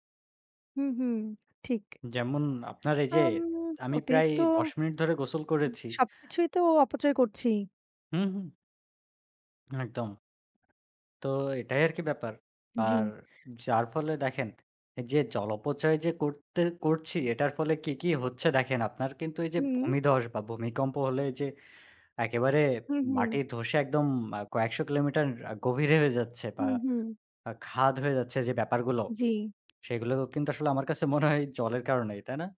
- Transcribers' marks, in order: tapping
- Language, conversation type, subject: Bengali, unstructured, আমরা কীভাবে জল সংরক্ষণ করতে পারি?
- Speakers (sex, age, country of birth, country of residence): female, 35-39, Bangladesh, Germany; male, 20-24, Bangladesh, Bangladesh